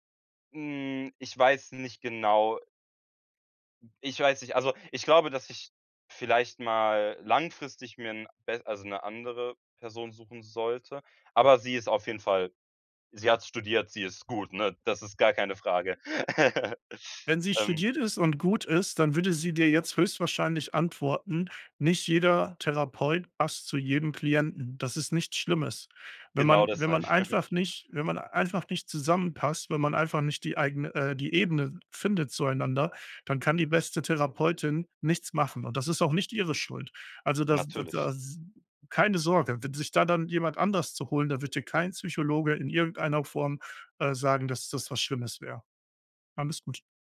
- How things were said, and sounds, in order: laugh; chuckle
- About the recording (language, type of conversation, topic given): German, advice, Wie kann ich mit Angst oder Panik in sozialen Situationen umgehen?